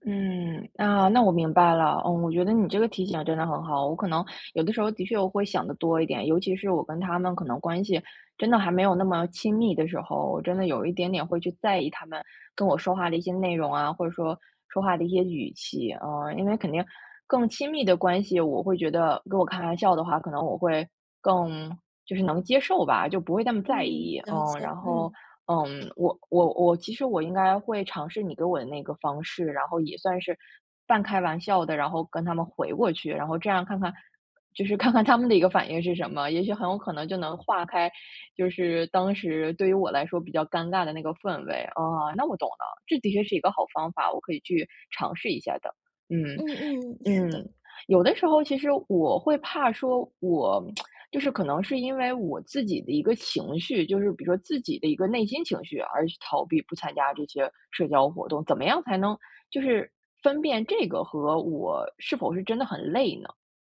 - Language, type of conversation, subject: Chinese, advice, 朋友群经常要求我参加聚会，但我想拒绝，该怎么说才礼貌？
- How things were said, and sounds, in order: laughing while speaking: "看看他们"; lip smack